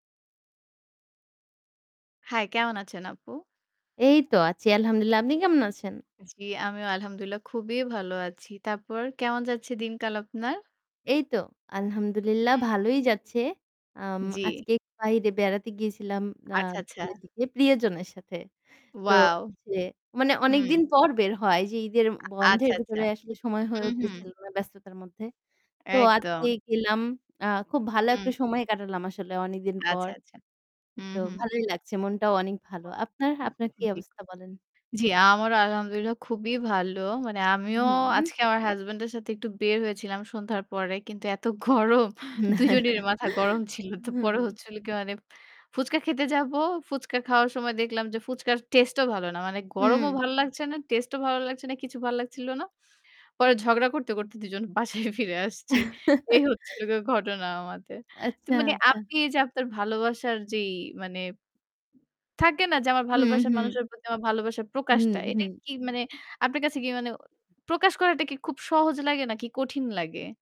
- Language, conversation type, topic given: Bengali, unstructured, ভালোবাসার অনুভূতি প্রকাশ করার তোমার প্রিয় উপায় কী?
- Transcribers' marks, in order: static; other background noise; distorted speech; tapping; unintelligible speech; laughing while speaking: "গরম"; chuckle; laughing while speaking: "বাসায় ফিরে আসছি"; chuckle